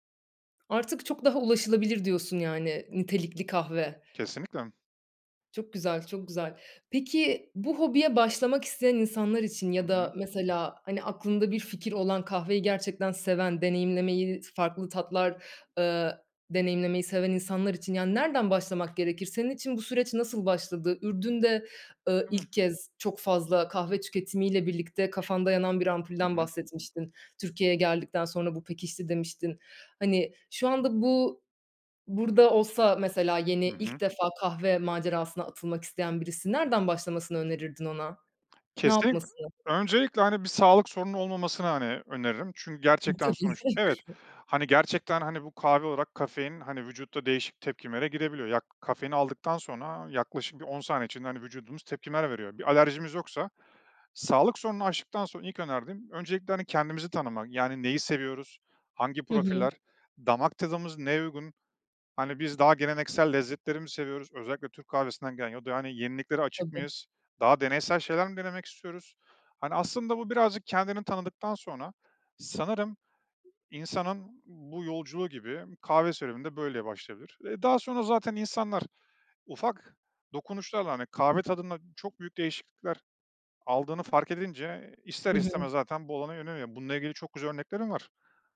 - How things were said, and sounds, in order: chuckle
- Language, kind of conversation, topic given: Turkish, podcast, Bu yaratıcı hobinle ilk ne zaman ve nasıl tanıştın?